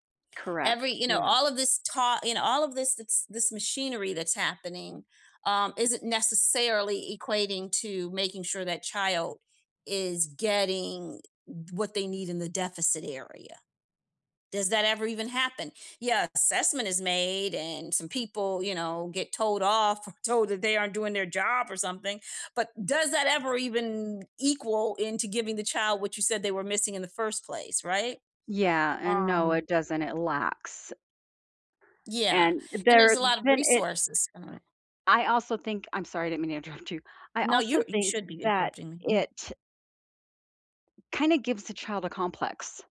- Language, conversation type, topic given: English, unstructured, Do you believe standardized tests are fair?
- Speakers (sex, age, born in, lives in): female, 50-54, Canada, United States; female, 55-59, United States, United States
- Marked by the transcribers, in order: tapping; laughing while speaking: "or"; unintelligible speech